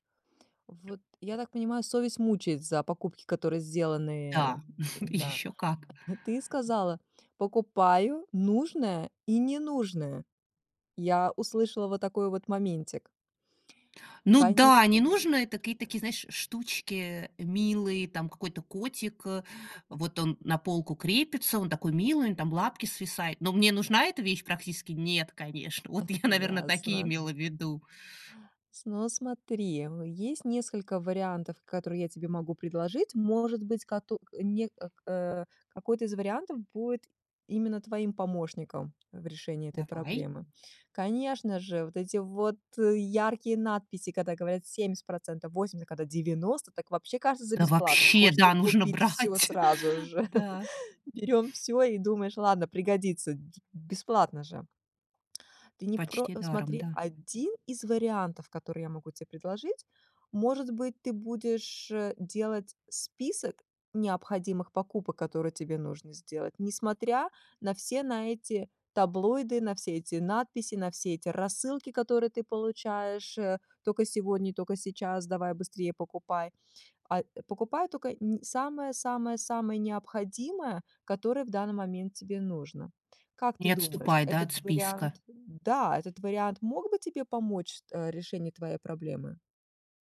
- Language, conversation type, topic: Russian, advice, Почему я постоянно совершаю импульсивные покупки на распродажах?
- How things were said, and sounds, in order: tapping; chuckle; other background noise; chuckle; laughing while speaking: "брать"; laugh